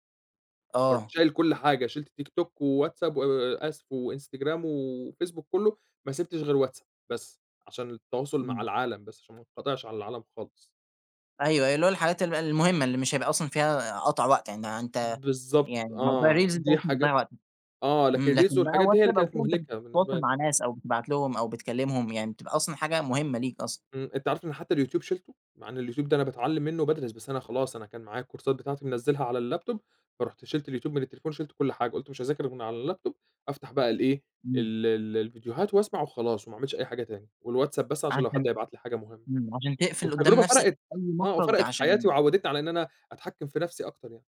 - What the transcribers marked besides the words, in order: in English: "الreels"; in English: "reels"; in English: "الكورسات"; in English: "الlaptop"; in English: "الlaptop"
- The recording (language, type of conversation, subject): Arabic, podcast, إزاي بتتجنب الملهيات الرقمية وانت شغال؟